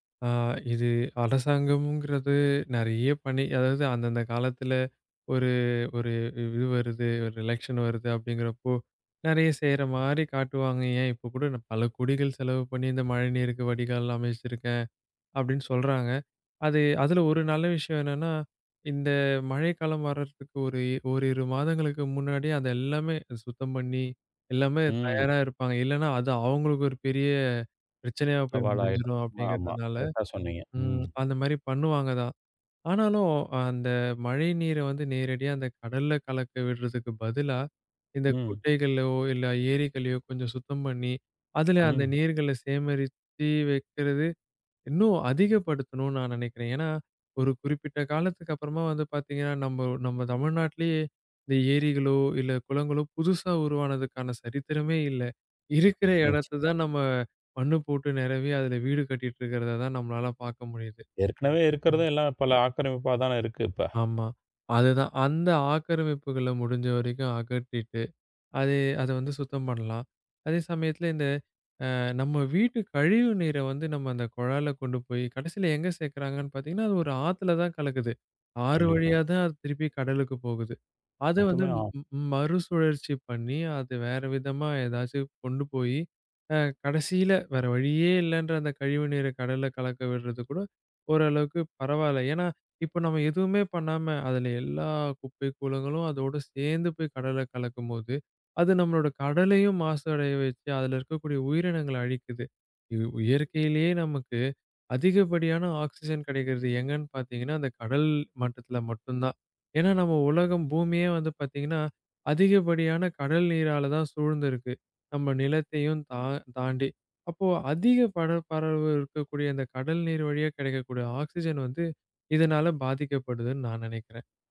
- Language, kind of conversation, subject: Tamil, podcast, தண்ணீர் சேமிப்புக்கு எளிய வழிகள் என்ன?
- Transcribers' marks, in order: in English: "எலக்சன்"; other background noise; tapping; "குட்டைகள்ளையோ" said as "குட்டைகள்ளோ"; "சேகரிச்சு" said as "சேமரிச்சு"; laughing while speaking: "இருக்கிற இடத்தை தான் நம்ம"; in English: "ஆக்ஸிஜன்"; "பரப்பளவு" said as "பரப்பரவு"; in English: "ஆக்ஸிஜன்"